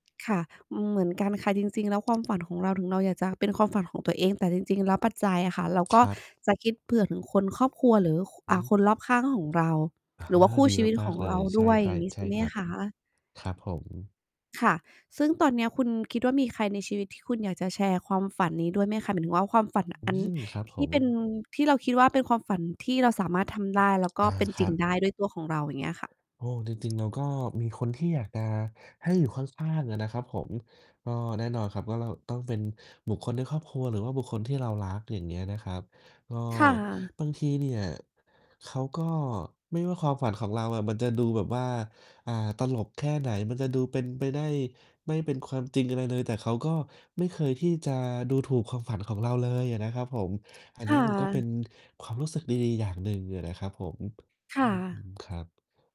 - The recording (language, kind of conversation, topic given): Thai, unstructured, ความฝันอะไรที่คุณยังไม่เคยบอกใคร?
- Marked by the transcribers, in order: tapping; distorted speech; other background noise